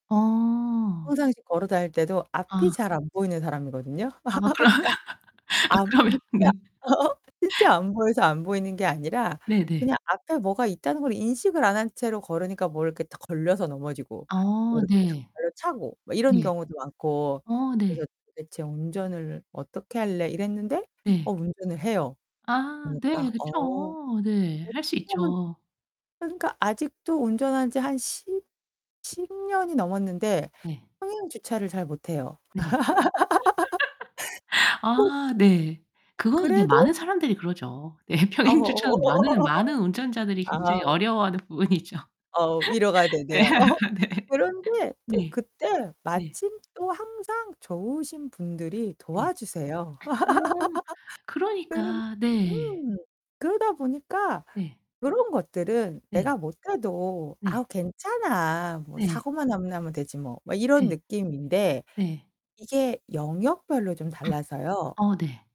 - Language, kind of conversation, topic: Korean, advice, 성과를 내고도 스스로 능력이 부족하다고 느끼는 임포스터 감정은 왜 생기나요?
- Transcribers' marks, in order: static; laughing while speaking: "그러면, 그러면 네"; laugh; distorted speech; laugh; unintelligible speech; laugh; other background noise; laugh; tapping; laugh; laughing while speaking: "네 네"; laugh; throat clearing